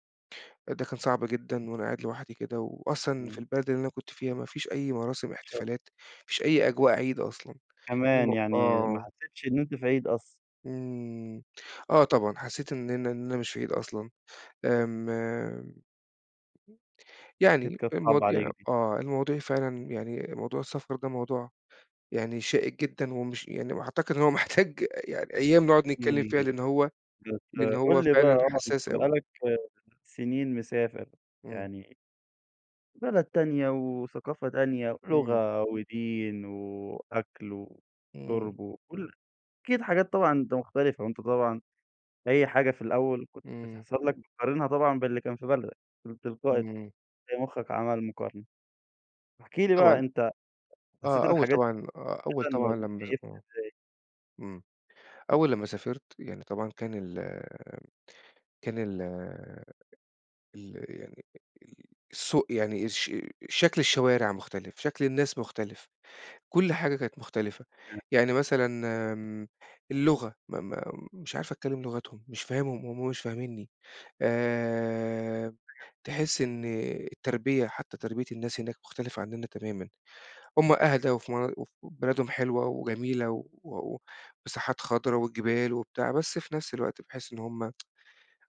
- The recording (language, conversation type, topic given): Arabic, podcast, إزاي الهجرة بتغيّر هويتك؟
- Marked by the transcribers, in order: unintelligible speech; other background noise; laughing while speaking: "محتاج"; unintelligible speech; unintelligible speech; tapping